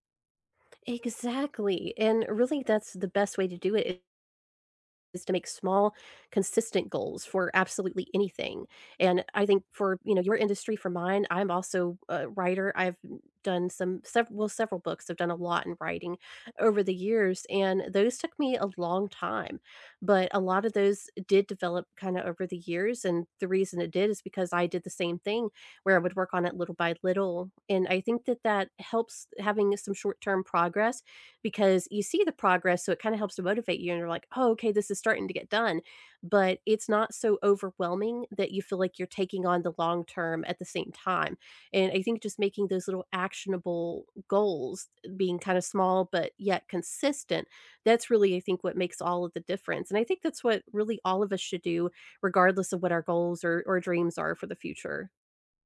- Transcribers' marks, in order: other background noise
- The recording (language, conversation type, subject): English, unstructured, What dreams do you want to fulfill in the next five years?